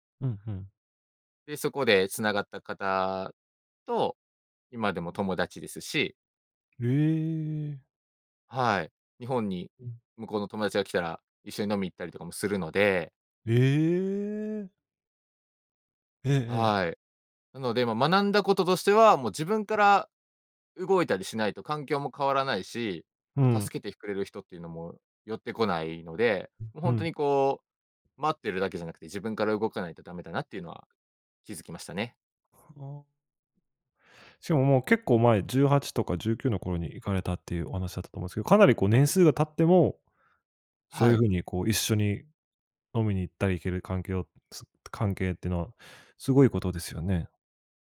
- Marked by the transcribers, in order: none
- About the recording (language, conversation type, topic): Japanese, podcast, 初めての一人旅で学んだことは何ですか？